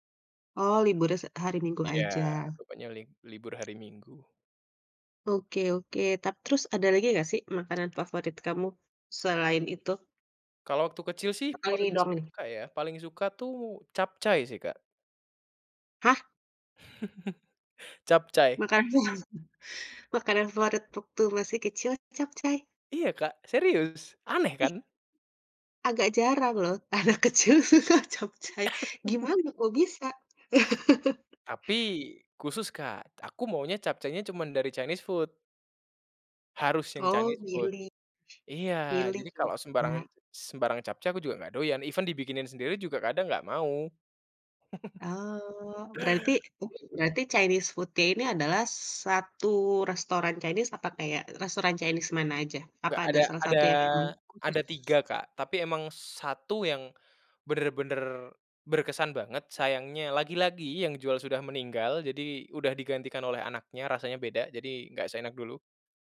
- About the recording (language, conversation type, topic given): Indonesian, podcast, Ceritakan makanan favoritmu waktu kecil, dong?
- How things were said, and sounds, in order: other noise; other background noise; chuckle; laughing while speaking: "anak kecil suka capcai"; laugh; chuckle; in English: "Chinese food"; in English: "Chinese food"; in English: "even"; chuckle; in English: "Chinese food-nya"